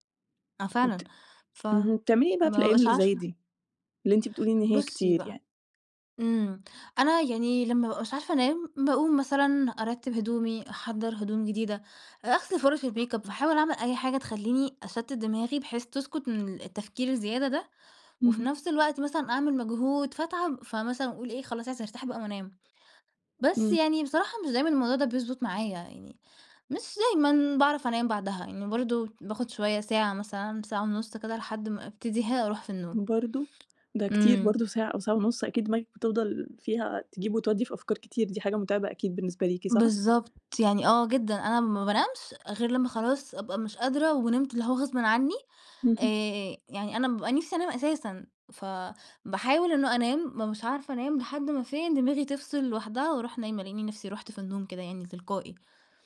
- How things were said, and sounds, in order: tapping; in English: "الmakeup"
- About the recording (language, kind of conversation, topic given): Arabic, podcast, بتعمل إيه لما ما تعرفش تنام؟